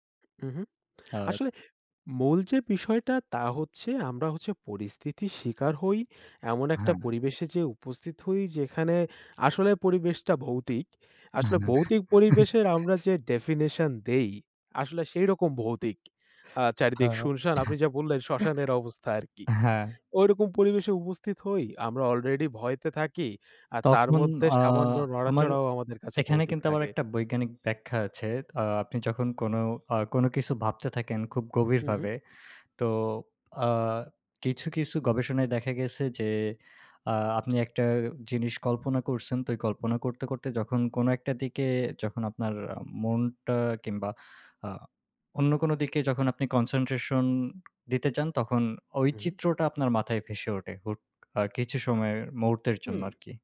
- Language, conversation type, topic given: Bengali, unstructured, ভূত নিয়ে আপনার সবচেয়ে আকর্ষণীয় ধারণা কী?
- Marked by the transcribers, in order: tapping; other background noise; in English: "definition"; chuckle; chuckle; in English: "concentration"